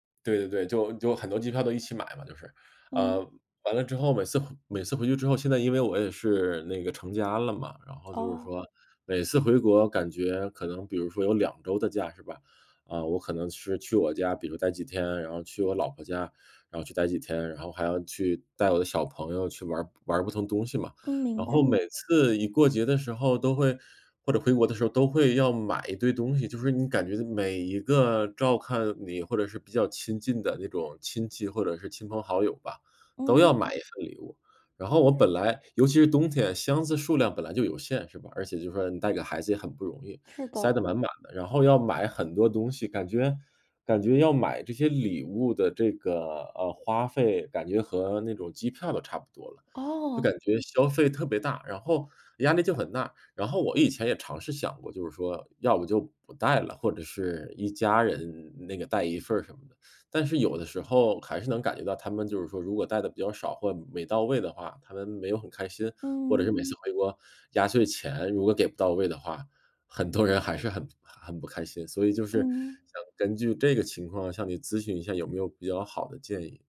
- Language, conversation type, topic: Chinese, advice, 节日礼物开销让你压力很大，但又不想让家人失望时该怎么办？
- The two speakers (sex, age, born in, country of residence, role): female, 30-34, China, Ireland, advisor; male, 40-44, China, United States, user
- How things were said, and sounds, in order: other noise